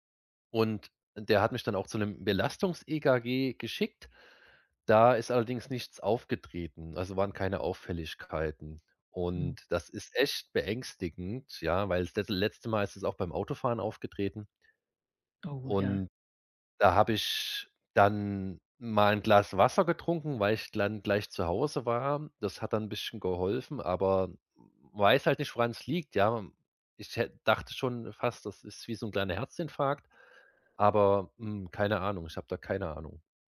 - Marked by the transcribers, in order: tapping; "glann" said as "dann"
- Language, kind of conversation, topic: German, advice, Wie beschreibst du deine Angst vor körperlichen Symptomen ohne klare Ursache?